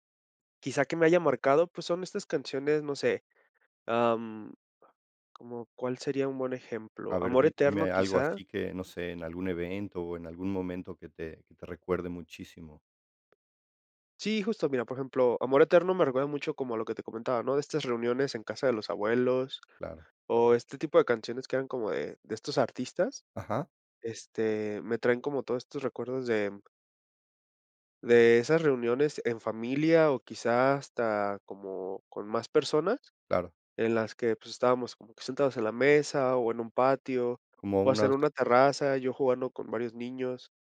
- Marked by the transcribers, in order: none
- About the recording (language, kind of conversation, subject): Spanish, podcast, ¿Qué música te marcó cuando eras niño?